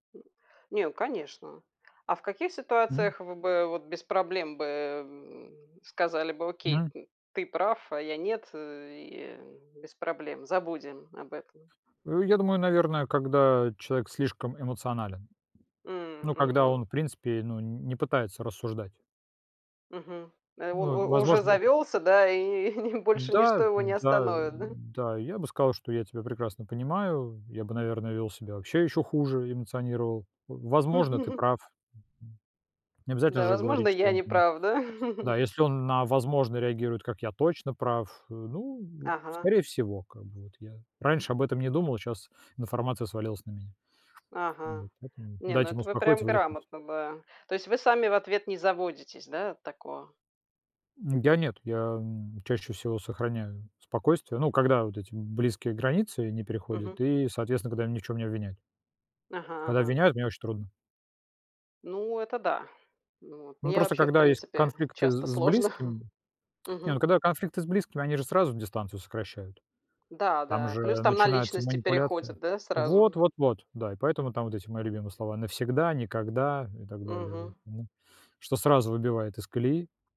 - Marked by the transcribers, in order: tapping; other background noise; chuckle; other noise; chuckle; laughing while speaking: "сложно"
- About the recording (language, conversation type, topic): Russian, unstructured, Что для тебя важнее — быть правым или сохранить отношения?